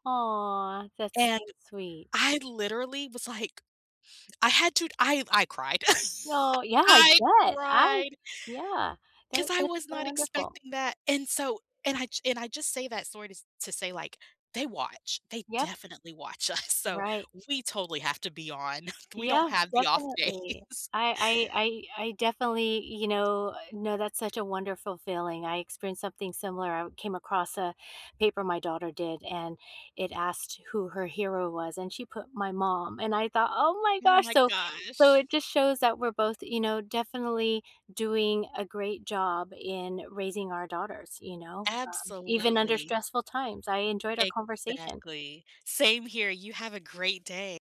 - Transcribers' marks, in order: laugh; laughing while speaking: "watch us"; laugh; laughing while speaking: "days"; other background noise; tapping
- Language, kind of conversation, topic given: English, unstructured, Which small, realistic stress-relief habits actually fit your busy day, and what have they changed for you?